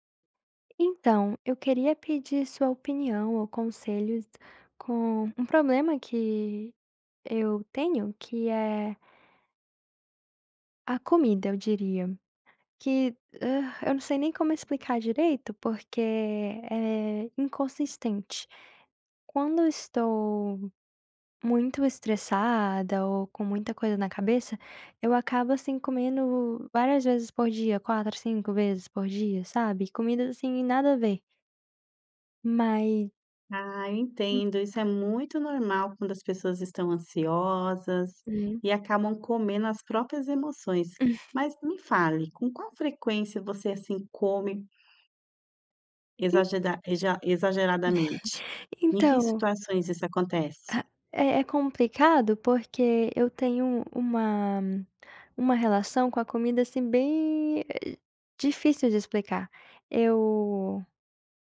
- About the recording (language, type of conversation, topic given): Portuguese, advice, Como é que você costuma comer quando está estressado(a) ou triste?
- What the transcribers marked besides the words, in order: chuckle; chuckle